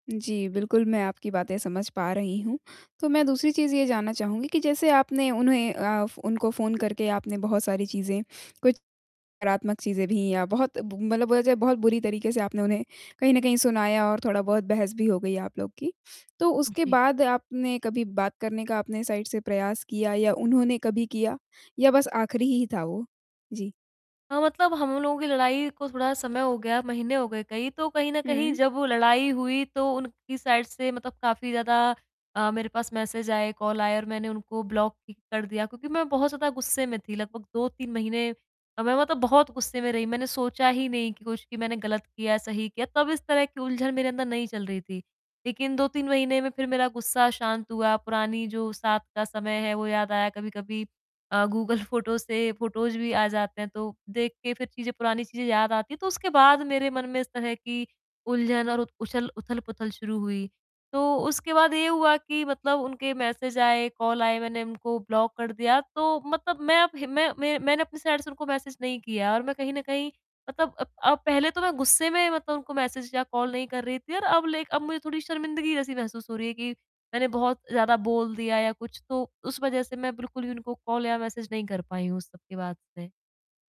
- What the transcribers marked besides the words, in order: tapping; distorted speech; in English: "साइड"; in English: "साइड"; in English: "कॉल"; laughing while speaking: "गूगल"; in English: "फोटोज़"; in English: "फोटोज़"; in English: "कॉल"; in English: "साइड"; in English: "कॉल"; in English: "कॉल"
- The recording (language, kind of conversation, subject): Hindi, advice, टूटे रिश्ते के बाद मैं खुद को कैसे स्वीकार करूँ और अपनी आत्म-देखभाल कैसे करूँ?